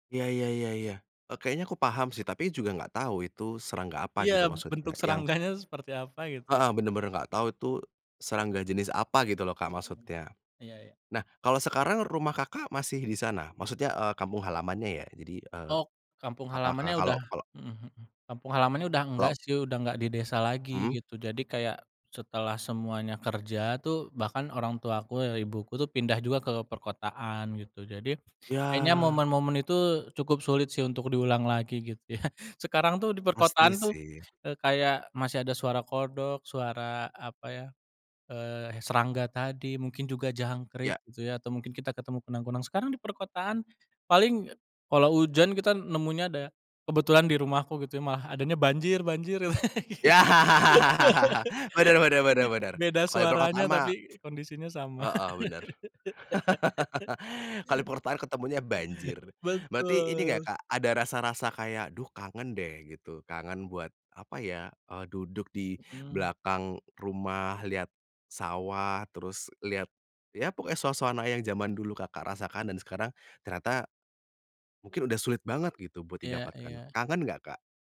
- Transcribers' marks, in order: chuckle; laughing while speaking: "Ya"; laugh; other background noise; laugh; "perkotaan" said as "portaan"; laugh
- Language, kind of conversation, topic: Indonesian, podcast, Bagaimana alam memengaruhi cara pandang Anda tentang kebahagiaan?